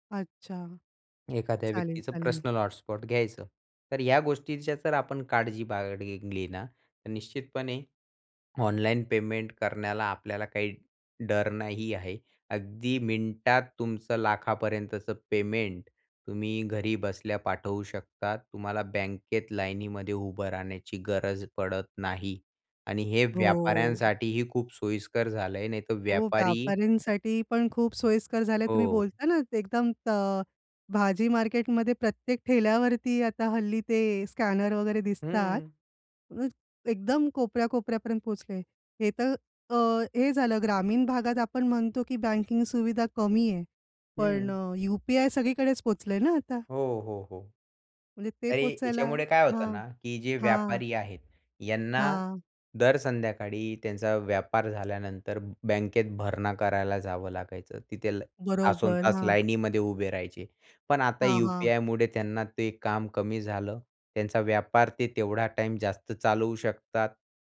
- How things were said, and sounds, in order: tapping; drawn out: "हो"; in English: "स्कॅनर"
- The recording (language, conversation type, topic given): Marathi, podcast, डिजिटल पेमेंट्सवर तुमचा विश्वास किती आहे?